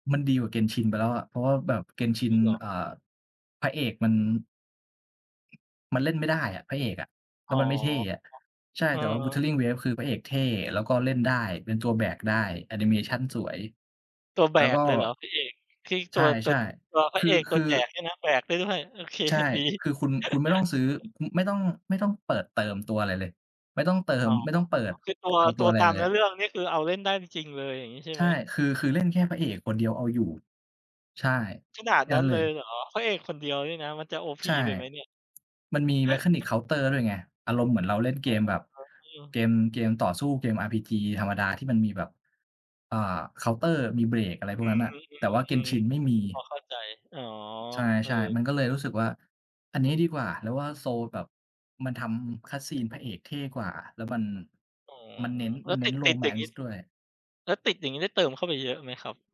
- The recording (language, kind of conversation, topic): Thai, unstructured, คุณเคยรู้สึกประหลาดใจไหมเมื่อได้ลองทำงานอดิเรกใหม่ๆ?
- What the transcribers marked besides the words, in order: chuckle; in English: "mechanic counter"; chuckle; in English: "คัตซีน"; in English: "โรแมนซ์"